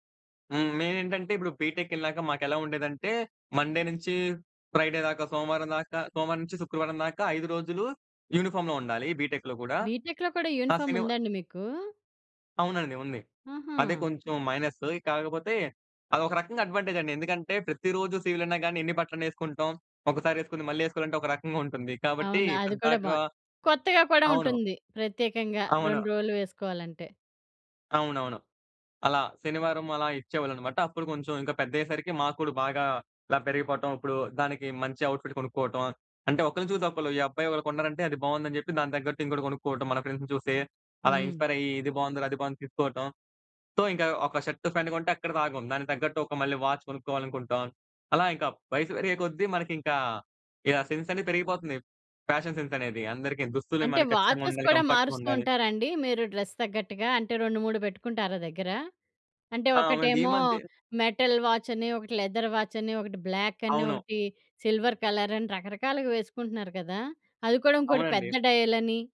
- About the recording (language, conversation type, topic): Telugu, podcast, ఏ రకం దుస్తులు వేసుకున్నప్పుడు నీకు ఎక్కువ ఆత్మవిశ్వాసంగా అనిపిస్తుంది?
- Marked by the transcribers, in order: in English: "మండే"; in English: "ఫ్రైడే"; in English: "యూనిఫార్మ్‌లో"; in English: "బిటెక్‌లో"; in English: "బిటెక్‌లో"; in English: "యూనిఫార్మ్"; in English: "సివిల్"; in English: "అవుట్‌ఫిట్"; in English: "ఫ్రెండ్స్‌ని"; in English: "ఇన్‌స్పైర్"; in English: "సో"; in English: "షర్ట్ ప్యాంట్"; in English: "వాచ్"; in English: "సెన్స్"; in English: "ఫ్యాషన్ సెన్స్"; in English: "వాచెస్"; in English: "కంఫర్ట్‌గుండాలి"; in English: "డ్రెస్"; in English: "మెటల్ వాచ్"; in English: "లెదర్ వాచ్"; in English: "బ్లాక్"; in English: "సిల్వర్ కలర్"; in English: "డయల్"